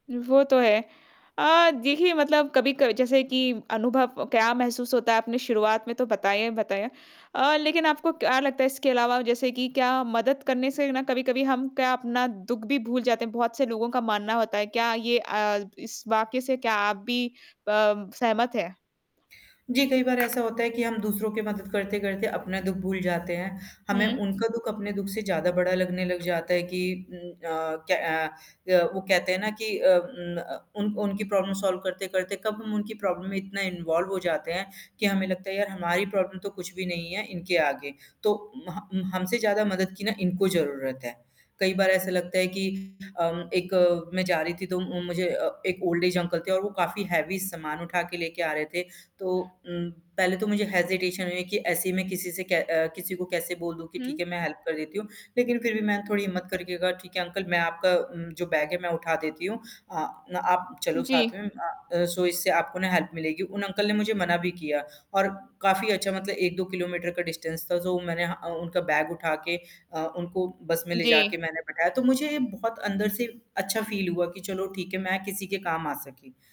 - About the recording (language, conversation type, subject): Hindi, podcast, क्या दूसरों की मदद करने से जीवन अधिक अर्थपूर्ण हो जाता है?
- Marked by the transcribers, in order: static; tapping; in English: "प्रॉब्लम सॉल्व"; in English: "प्रॉब्लम"; in English: "इन्वॉल्व"; in English: "प्रॉब्लम"; distorted speech; in English: "ओल्ड ऐज"; in English: "हैवी"; in English: "हेजिटेशन"; in English: "हेल्प"; in English: "बैग"; in English: "सो"; in English: "हेल्प"; in English: "डिस्टेंस"; in English: "बैग"; in English: "फ़ील"